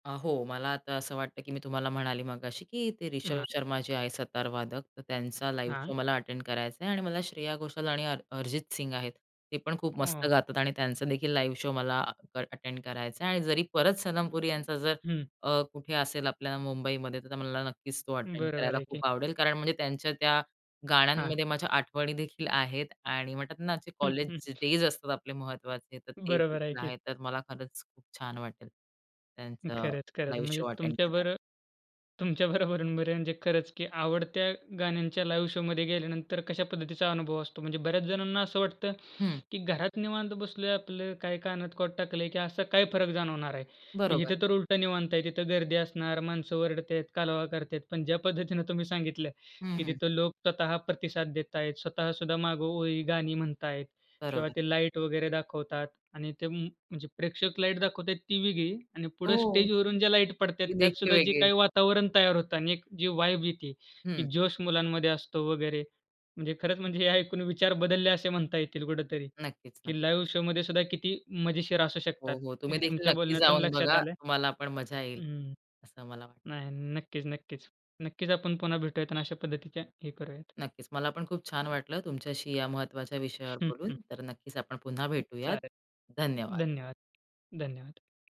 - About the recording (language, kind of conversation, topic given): Marathi, podcast, तुझं आवडतं गाणं थेट कार्यक्रमात ऐकताना तुला काय वेगळं वाटलं?
- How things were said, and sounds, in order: other background noise; in English: "लाईव्ह शो"; in English: "अटेंड"; unintelligible speech; tapping; in English: "लाईव्ह शो"; in English: "अटेंड"; in English: "अटेंड"; chuckle; in English: "लाईव्ह शो अटेंड"; laughing while speaking: "बरोबरून"; "बरोबर" said as "बरोबरून"; in English: "लाईव्ह शोमध्ये"; "ओरडतात" said as "ओरडत्यात"; "करतात" said as "करत्यात"; "पडते" said as "पडत्यात"; in English: "वाइब"; in English: "लाईव्ह शोमध्ये"; horn